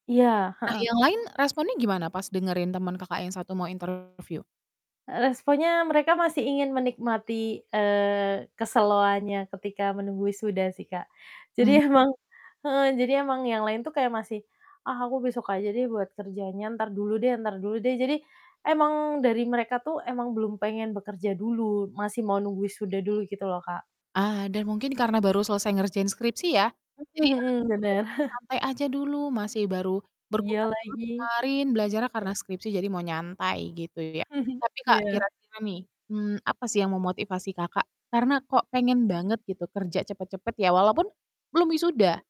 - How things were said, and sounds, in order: other animal sound; distorted speech; static; chuckle; other background noise; chuckle
- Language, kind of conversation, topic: Indonesian, podcast, Pernahkah kamu mengalami momen kecil yang kemudian berdampak besar?